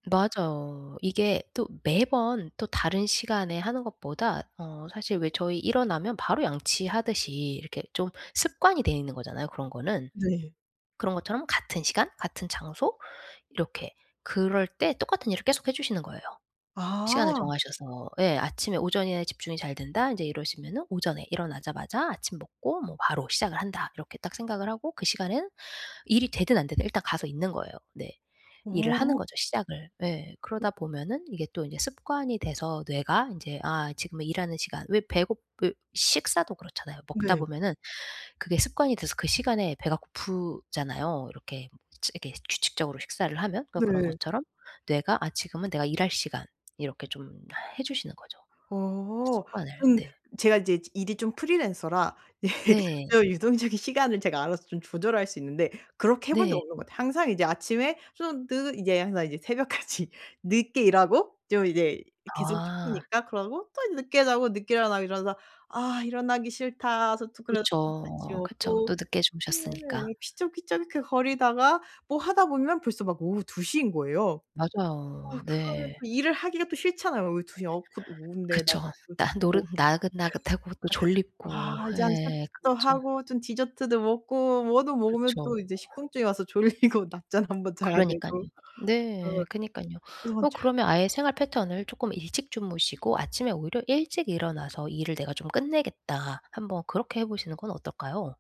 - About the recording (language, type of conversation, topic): Korean, advice, 짧은 집중 간격으로도 생산성을 유지하려면 어떻게 해야 하나요?
- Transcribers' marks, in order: tapping; other background noise; laughing while speaking: "예"; laughing while speaking: "새벽까지"; unintelligible speech; laugh; laughing while speaking: "졸리고. 낮잠 한번 자야 되고"